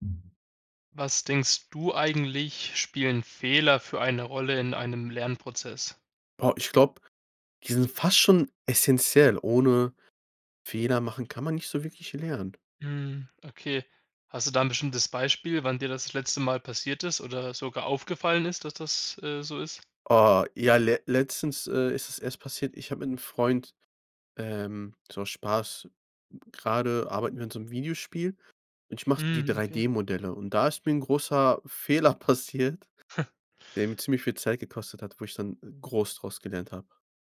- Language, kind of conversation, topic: German, podcast, Welche Rolle spielen Fehler in deinem Lernprozess?
- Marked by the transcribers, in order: other background noise; laughing while speaking: "Fehler passiert"; chuckle